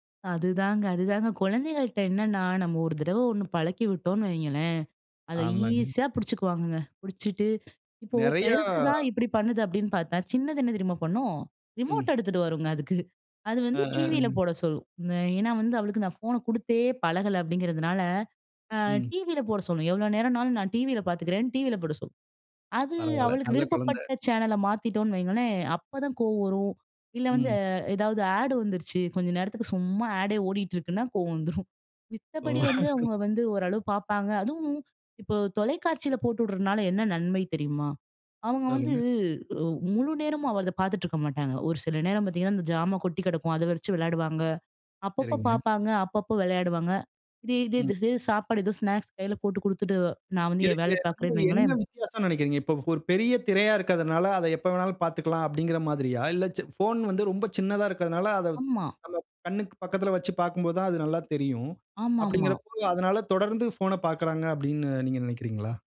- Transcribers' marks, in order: other noise; other background noise; drawn out: "நெறைய"; in English: "ஆட்"; in English: "ஆடே"; chuckle; tapping; "இதே" said as "திசே"
- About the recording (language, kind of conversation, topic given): Tamil, podcast, குழந்தைகளின் மொபைல் பயன்படுத்தும் நேரத்தை நீங்கள் எப்படி கட்டுப்படுத்துகிறீர்கள்?